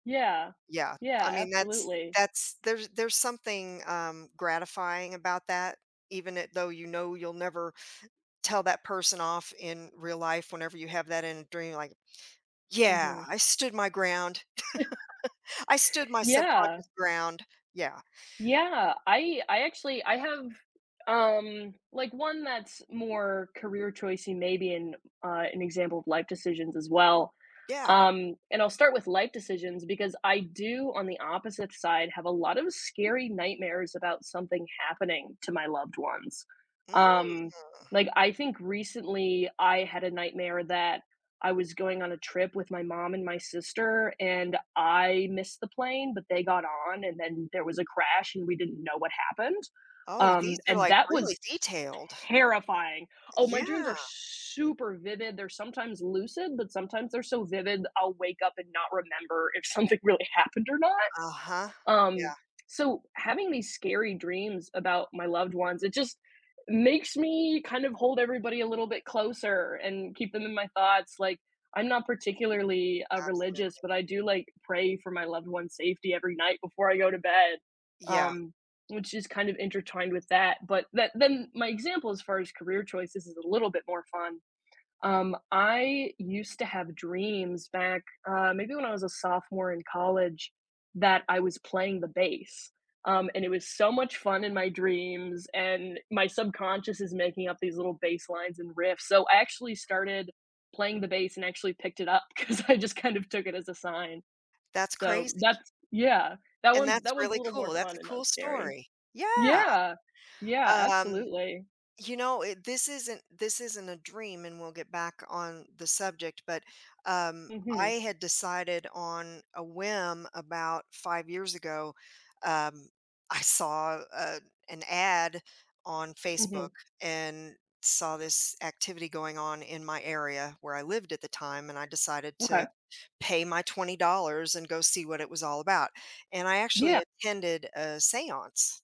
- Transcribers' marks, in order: stressed: "yeah"; chuckle; laugh; drawn out: "Mm"; stressed: "terrifying"; stressed: "super"; other background noise; laughing while speaking: "if something really happened"; laughing while speaking: "'cause I just kind of took it as a sign"; laughing while speaking: "I saw"
- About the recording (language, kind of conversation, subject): English, unstructured, How do your dreams influence the direction of your life?
- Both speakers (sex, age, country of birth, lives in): female, 20-24, United States, United States; female, 55-59, United States, United States